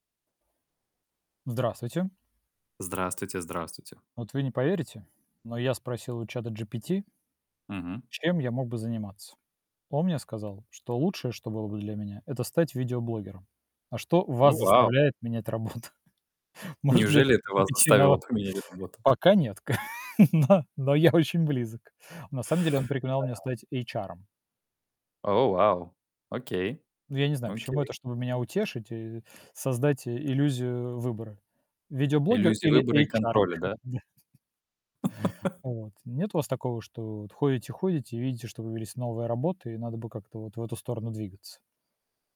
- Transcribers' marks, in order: tapping; laughing while speaking: "работу? Может"; laugh; laughing while speaking: "но я"; chuckle; laugh
- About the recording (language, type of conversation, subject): Russian, unstructured, Что чаще всего заставляет вас менять работу?